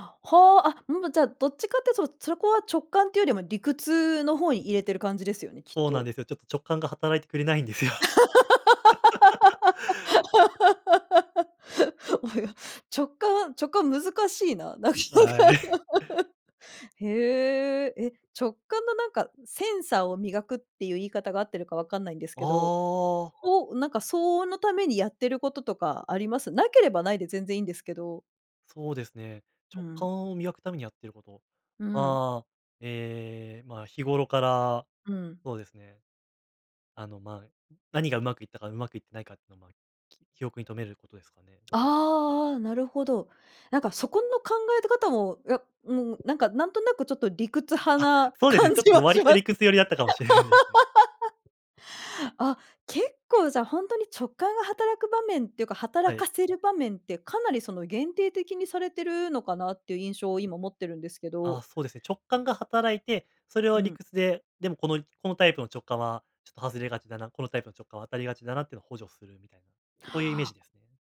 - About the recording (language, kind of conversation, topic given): Japanese, podcast, 直感と理屈、どちらを信じますか？
- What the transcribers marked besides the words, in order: laugh; laughing while speaking: "なかなか"; laugh; chuckle; laughing while speaking: "感じはします"; laugh